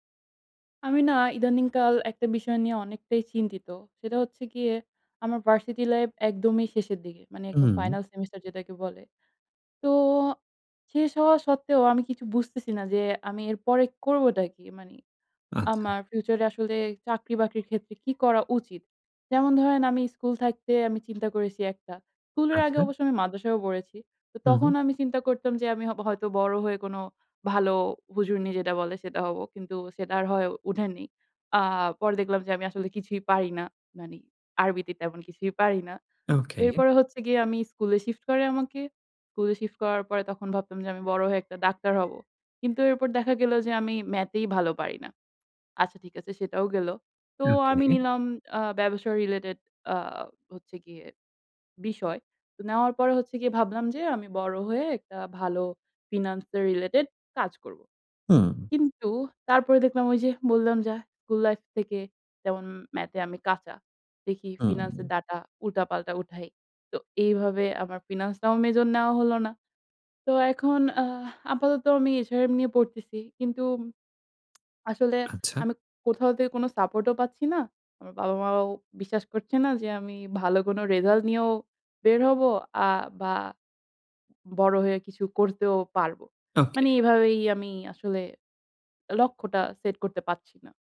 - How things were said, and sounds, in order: in English: "ফাইনাল সেমিস্টার"; in English: "রিলেটেড"; in English: "ফিন্যান্স রিলেটেড"; lip smack
- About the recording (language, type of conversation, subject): Bengali, advice, আমি কীভাবে সঠিকভাবে লক্ষ্য নির্ধারণ করতে পারি?